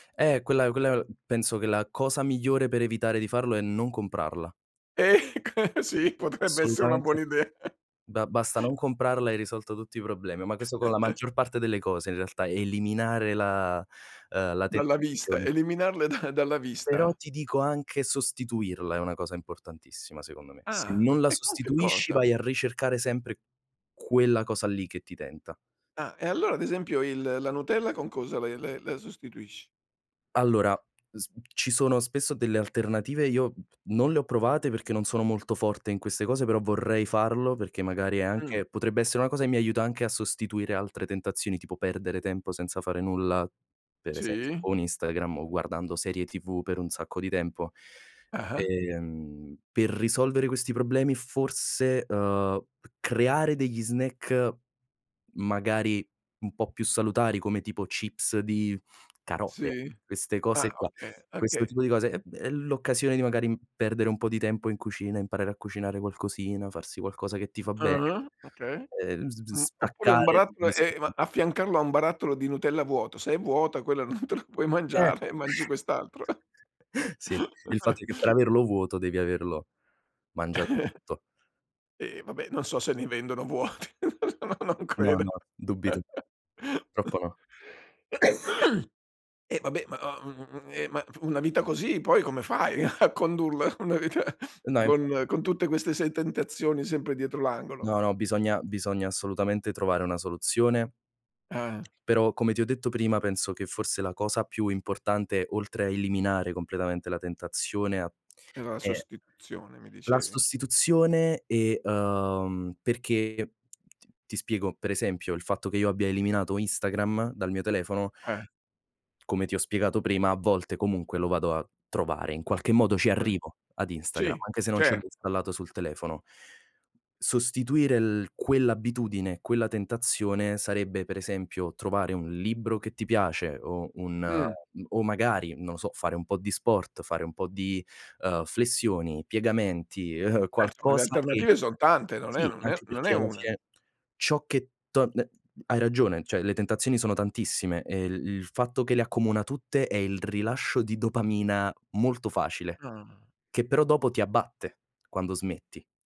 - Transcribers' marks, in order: laughing while speaking: "Ecco, sì, potrebbe essere una buona idea"; chuckle; chuckle; laughing while speaking: "da"; other background noise; tapping; "esempio" said as "esenzo"; "okay" said as "ochee"; laughing while speaking: "non te"; laughing while speaking: "e"; chuckle; chuckle; laughing while speaking: "vuoti, no non credo"; chuckle; cough; laughing while speaking: "a condurla? Una vita"; "penso" said as "penzo"; "sostituzione" said as "sossituzione"; inhale; inhale; "insomma" said as "inzomma"; chuckle
- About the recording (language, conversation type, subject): Italian, podcast, Hai qualche regola pratica per non farti distrarre dalle tentazioni immediate?